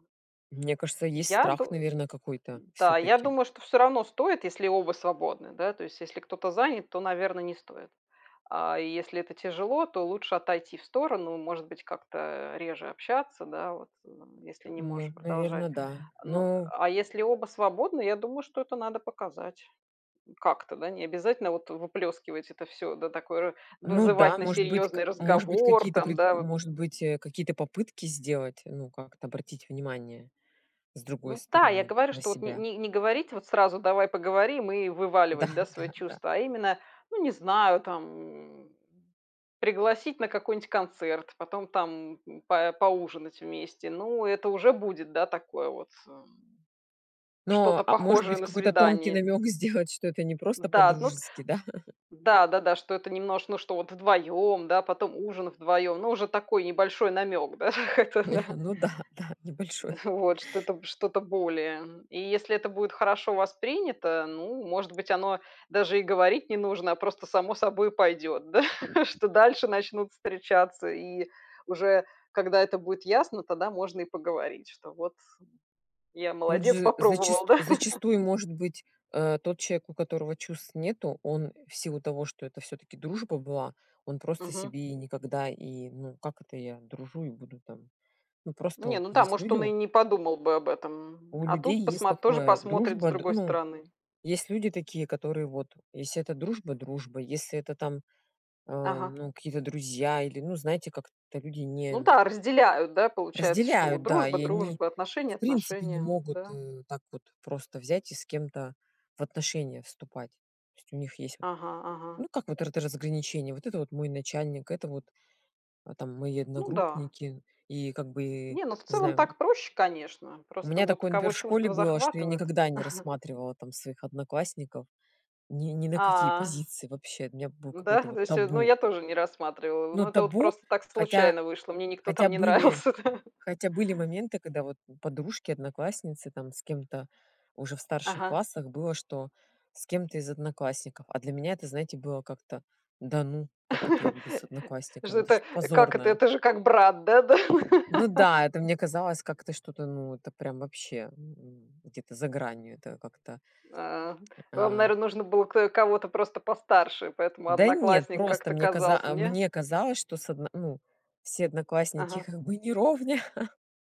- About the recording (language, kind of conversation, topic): Russian, unstructured, Как вы думаете, может ли дружба перерасти в любовь?
- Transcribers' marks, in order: other background noise; chuckle; laughing while speaking: "так это да"; chuckle; laughing while speaking: "да"; laughing while speaking: "молодец попробовал, да"; laugh; chuckle; laughing while speaking: "нравился, да"; laugh; laugh; tapping; chuckle